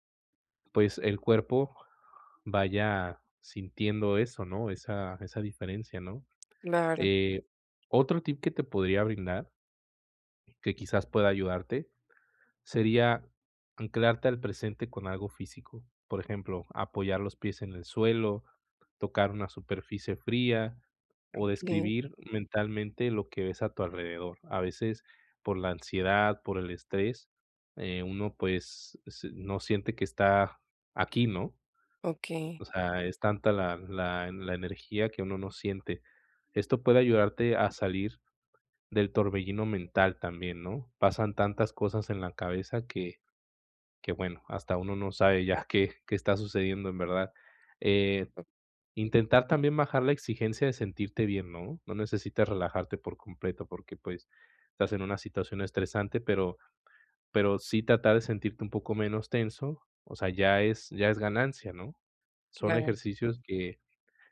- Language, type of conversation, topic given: Spanish, advice, ¿Cómo puedo relajar el cuerpo y la mente rápidamente?
- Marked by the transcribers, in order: other noise; tapping